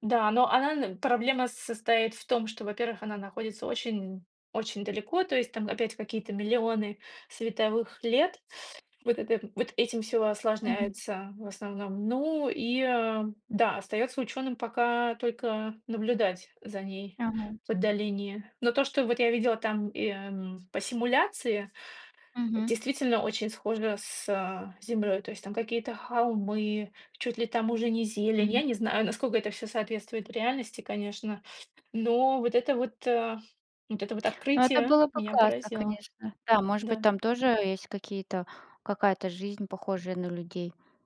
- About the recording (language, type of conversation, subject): Russian, unstructured, Почему людей интересуют космос и исследования планет?
- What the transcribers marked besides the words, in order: none